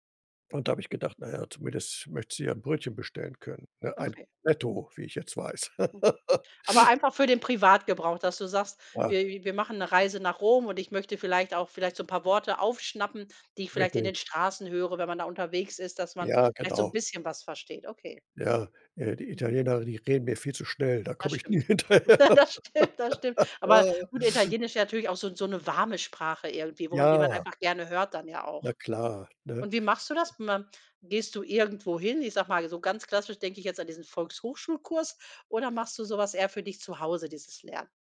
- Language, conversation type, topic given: German, podcast, Kannst du von einem echten Aha-Moment beim Lernen erzählen?
- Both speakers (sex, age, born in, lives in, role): female, 45-49, Germany, Germany, host; male, 65-69, Germany, Germany, guest
- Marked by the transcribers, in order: in Italian: "Cornetto"; other noise; laugh; other background noise; laugh; laughing while speaking: "Das stimmt"; laughing while speaking: "nie hinterher"; laugh; drawn out: "Ja"; unintelligible speech